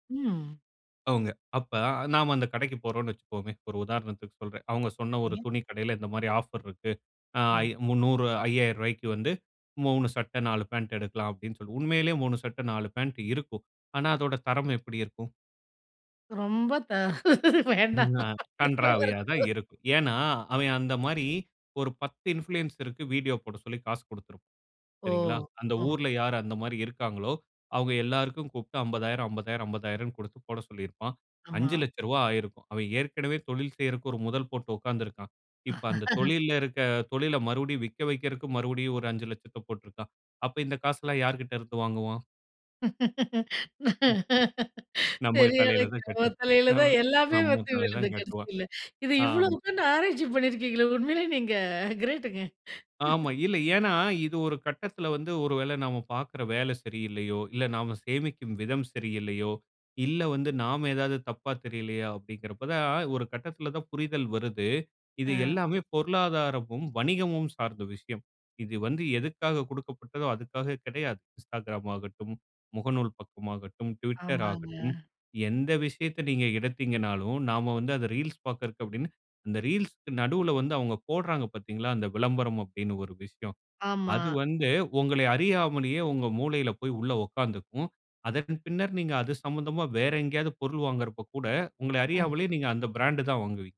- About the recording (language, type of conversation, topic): Tamil, podcast, சமூக ஊடகங்கள் உன் உணர்வுகளை எப்படி பாதிக்கின்றன?
- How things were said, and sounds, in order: in English: "ஆஃபர்"; laughing while speaking: "தா வேண்டா"; unintelligible speech; in English: "இன்ஃப்ளூயன்ஸ்ருக்கு"; laugh; laughing while speaking: "தெரியாதவங்கத்தலையில தான் எல்லாமே வந்து விழுது … உண்மையிலே நீங்க கிரேட்டுங்க"; laughing while speaking: "நம்ம தலையில தான் கட்ட நம் நம்ம தலையில தான் கட்டுவான். ஆமா"; other background noise; in English: "ரீல்ஸ்"; in English: "ரீல்ஸ்க்கு"; in English: "பிராண்ட்"